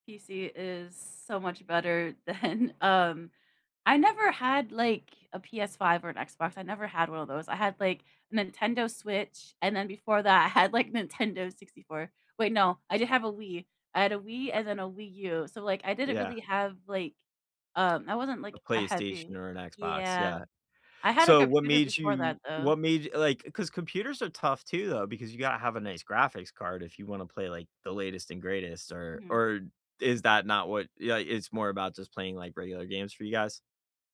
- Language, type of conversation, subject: English, unstructured, What subtle signals reveal who you are and invite connection?
- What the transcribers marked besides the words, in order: laughing while speaking: "than"; laughing while speaking: "I had"; other background noise